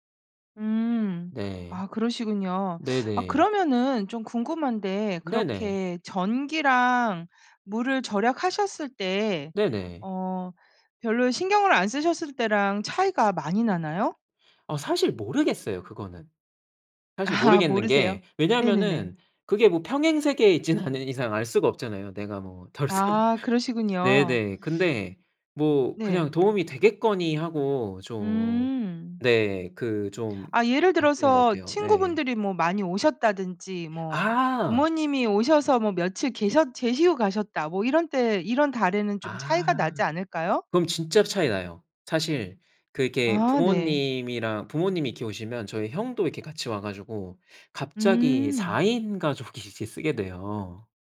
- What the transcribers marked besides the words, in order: laughing while speaking: "아"; laughing while speaking: "있지는"; laughing while speaking: "덜 썼"; laughing while speaking: "이제"
- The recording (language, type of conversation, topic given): Korean, podcast, 생활비를 절약하는 습관에는 어떤 것들이 있나요?